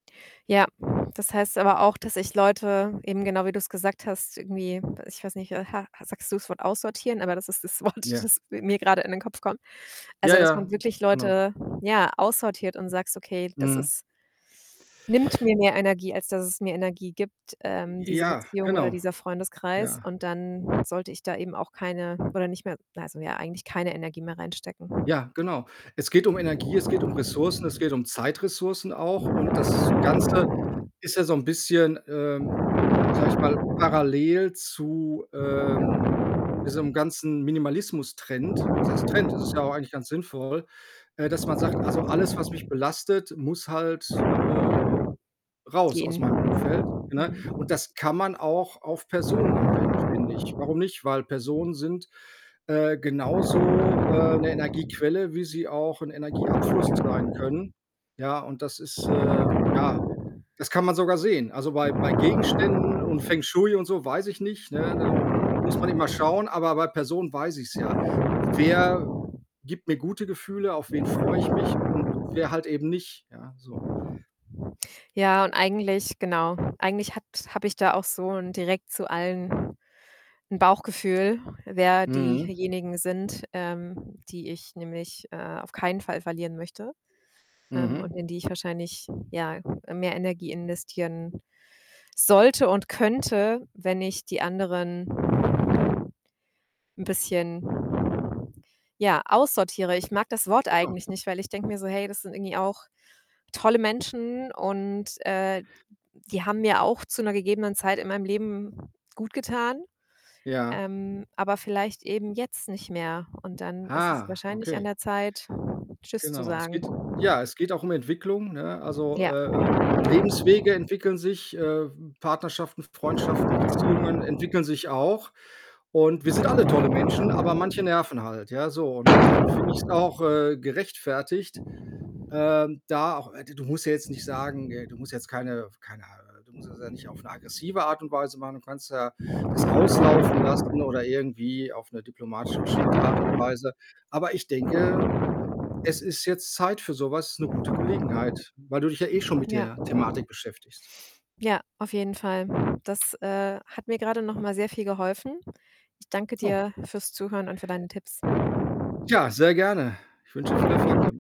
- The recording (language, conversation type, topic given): German, advice, Wie kann ich Einladungen höflich ablehnen, ohne Freundschaften zu belasten?
- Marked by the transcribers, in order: other background noise; laughing while speaking: "Wort"; distorted speech; static; wind